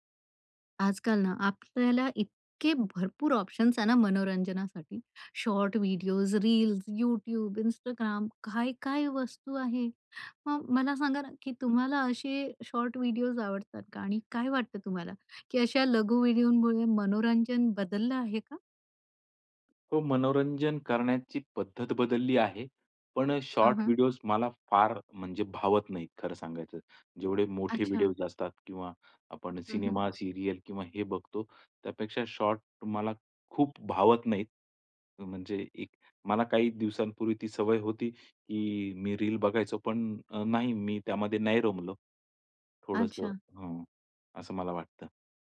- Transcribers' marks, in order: in English: "ऑप्शन्स"; anticipating: "शॉर्ट व्हिडिओज, रील्स, YouTube, Instagram काय-काय वस्तू आहे"
- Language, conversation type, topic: Marathi, podcast, लघु व्हिडिओंनी मनोरंजन कसं बदललं आहे?